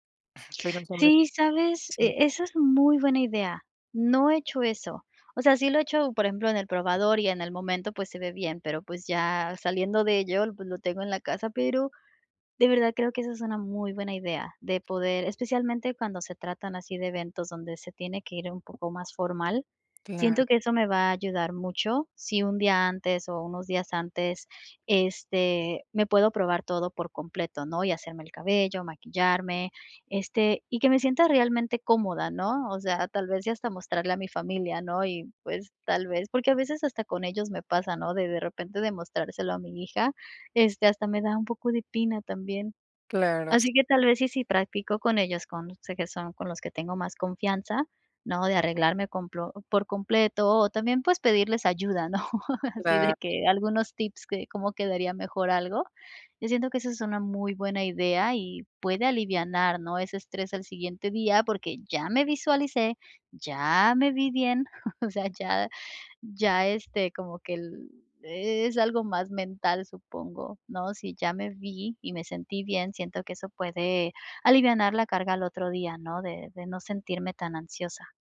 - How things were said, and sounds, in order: other background noise; laughing while speaking: "¿no?"; chuckle; tapping
- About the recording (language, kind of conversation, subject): Spanish, advice, ¿Cómo vives la ansiedad social cuando asistes a reuniones o eventos?
- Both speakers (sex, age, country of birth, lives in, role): female, 40-44, Mexico, Mexico, user; female, 45-49, Mexico, Mexico, advisor